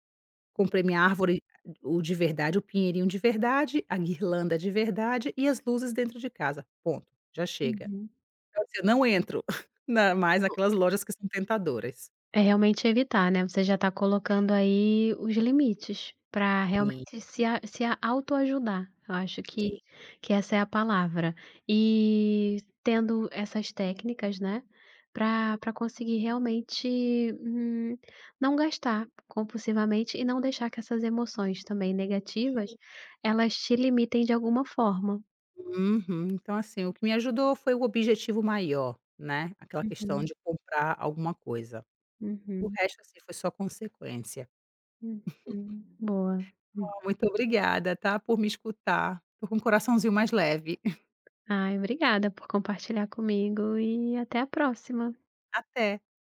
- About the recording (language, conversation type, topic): Portuguese, advice, Gastar impulsivamente para lidar com emoções negativas
- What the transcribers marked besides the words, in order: other background noise; chuckle; unintelligible speech; tapping; chuckle; chuckle